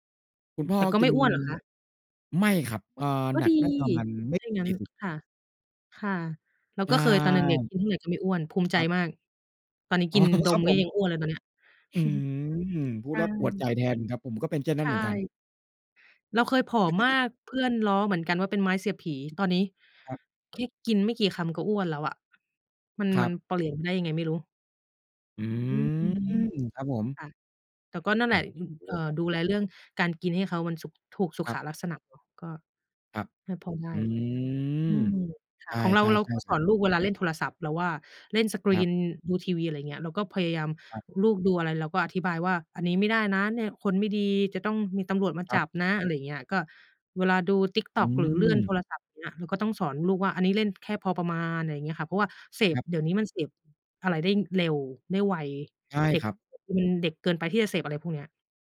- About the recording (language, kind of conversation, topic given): Thai, unstructured, เด็กๆ ควรเรียนรู้อะไรเกี่ยวกับวัฒนธรรมของตนเอง?
- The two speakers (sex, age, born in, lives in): female, 30-34, Thailand, United States; male, 40-44, Thailand, Thailand
- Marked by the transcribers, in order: laughing while speaking: "อ๋อ"; drawn out: "อืม"; chuckle; chuckle; drawn out: "อืม"